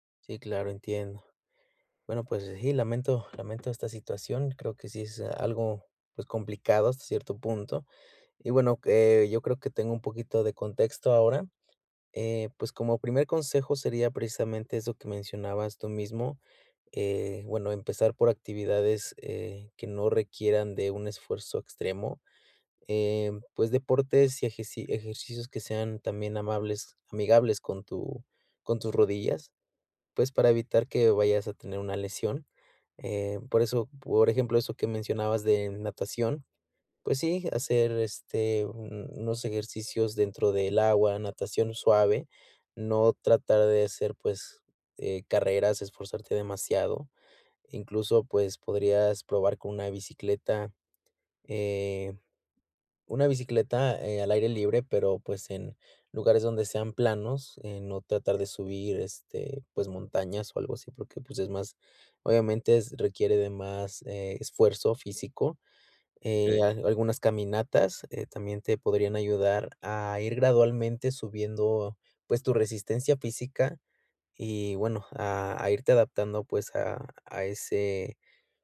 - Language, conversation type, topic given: Spanish, advice, ¿Cómo puedo retomar mis hábitos después de un retroceso?
- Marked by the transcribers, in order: none